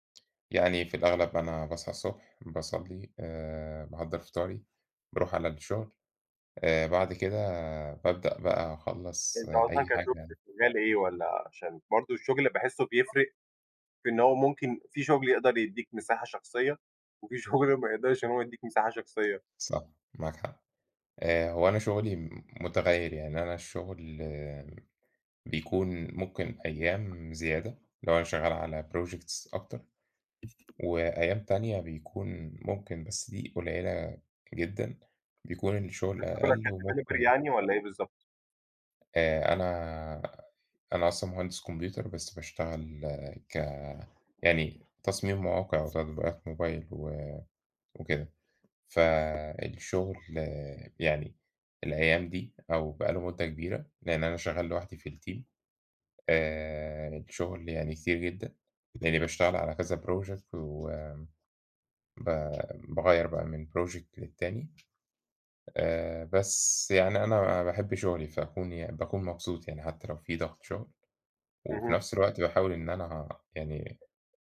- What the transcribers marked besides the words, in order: other background noise; laughing while speaking: "شغل"; tapping; in English: "projects"; in English: "كdeveloper"; in English: "الteam"; in English: "project"; in English: "project"
- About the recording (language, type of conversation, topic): Arabic, unstructured, إزاي تحافظ على توازن بين الشغل وحياتك؟